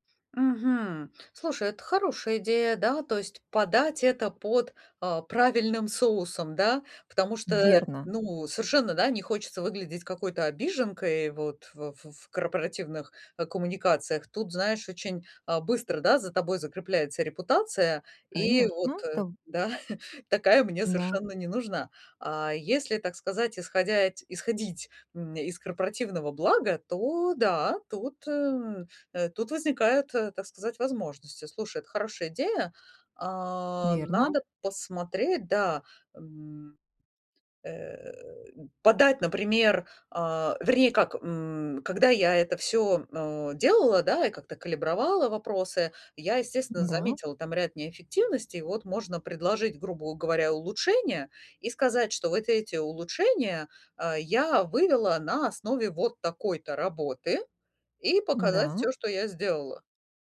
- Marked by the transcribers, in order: other background noise; chuckle; tapping
- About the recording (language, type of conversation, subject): Russian, advice, Как мне получить больше признания за свои достижения на работе?